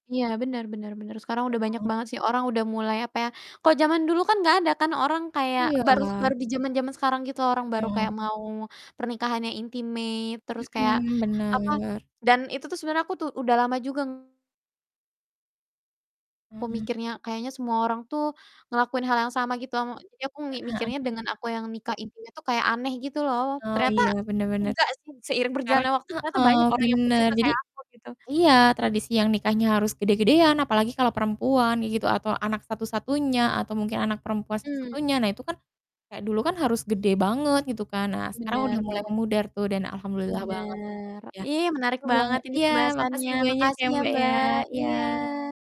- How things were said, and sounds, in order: distorted speech; in English: "intimate"; in English: "intimate"; mechanical hum; other background noise
- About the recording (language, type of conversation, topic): Indonesian, unstructured, Tradisi lokal apa yang paling kamu sukai dari tempat tinggalmu?